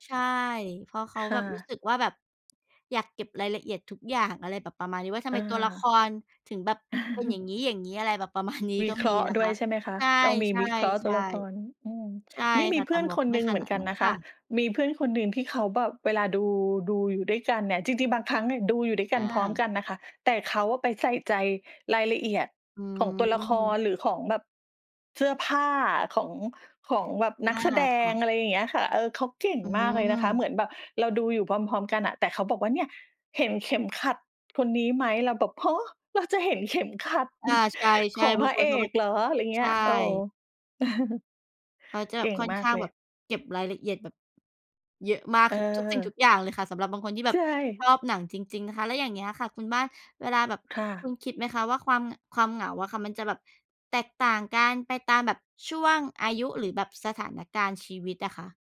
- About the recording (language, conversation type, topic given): Thai, unstructured, คุณคิดว่าความเหงาส่งผลต่อสุขภาพจิตอย่างไร?
- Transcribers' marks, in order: laughing while speaking: "มาณ"; chuckle